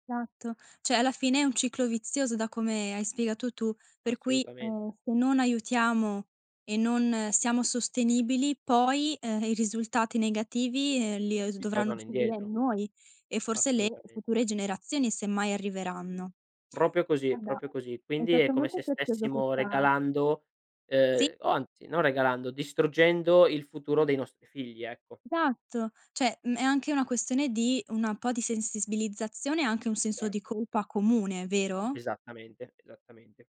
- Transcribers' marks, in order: "Esatto" said as "satto"; "cioè" said as "ceh"; "Proprio" said as "propio"; "proprio" said as "propio"; other background noise; "cioè" said as "ceh"; tapping; "sensibilizzazione" said as "sensisbilizzazione"
- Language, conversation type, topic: Italian, podcast, In che modo la sostenibilità entra nelle tue scelte di stile?